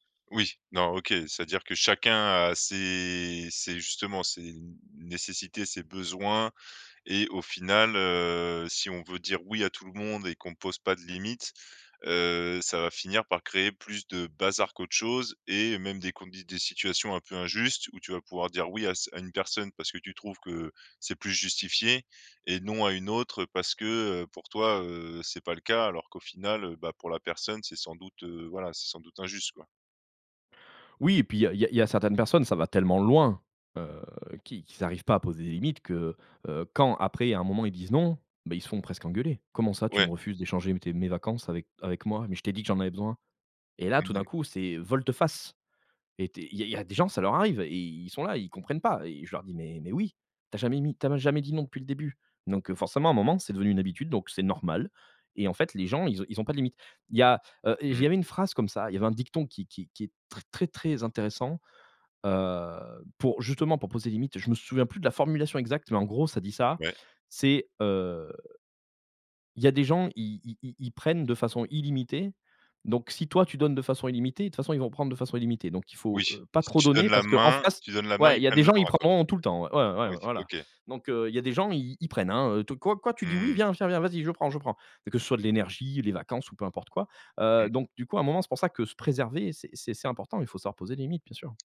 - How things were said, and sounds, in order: stressed: "loin"; stressed: "volte-face"
- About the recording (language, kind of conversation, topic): French, podcast, Comment apprendre à poser des limites sans se sentir coupable ?